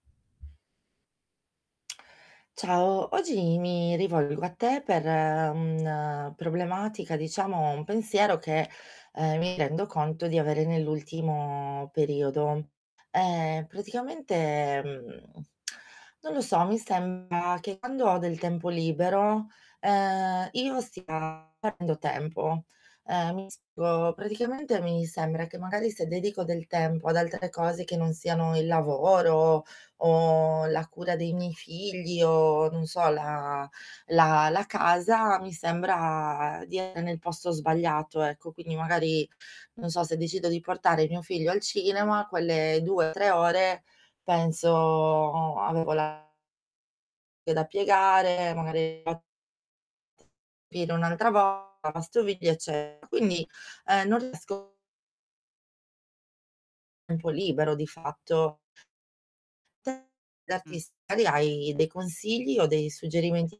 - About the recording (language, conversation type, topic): Italian, advice, Perché mi sento in colpa o ansioso quando mi rilasso nel tempo libero?
- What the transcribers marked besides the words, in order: other background noise; distorted speech; lip smack; unintelligible speech; unintelligible speech; unintelligible speech; unintelligible speech